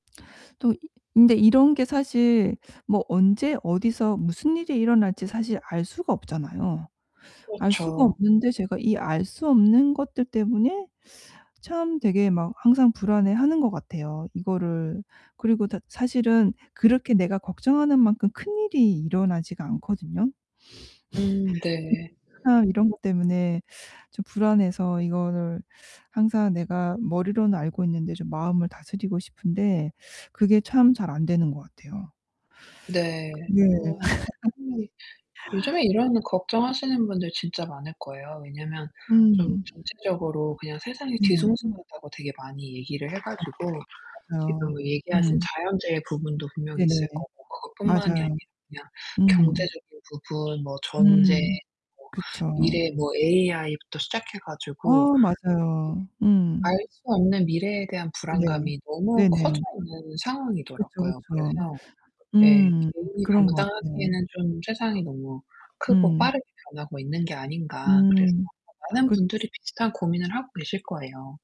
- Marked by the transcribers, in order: laugh; distorted speech; other background noise; unintelligible speech; laugh; tapping
- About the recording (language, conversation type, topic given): Korean, advice, 전 세계 뉴스 때문에 불안할 때 감정을 조절하고 마음을 진정시키는 방법은 무엇인가요?
- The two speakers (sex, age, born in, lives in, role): female, 40-44, South Korea, United States, advisor; female, 50-54, South Korea, United States, user